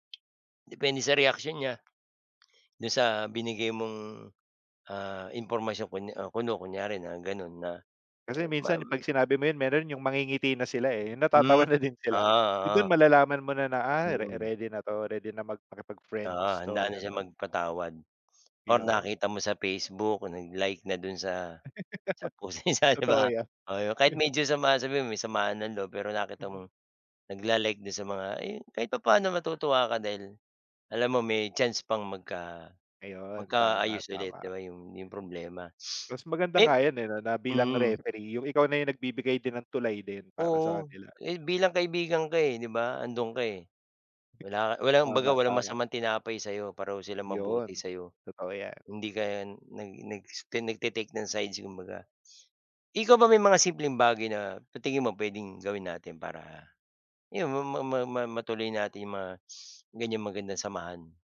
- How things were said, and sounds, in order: chuckle
- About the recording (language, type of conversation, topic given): Filipino, unstructured, Ano-ano ang mga paraan para maiwasan ang away sa grupo?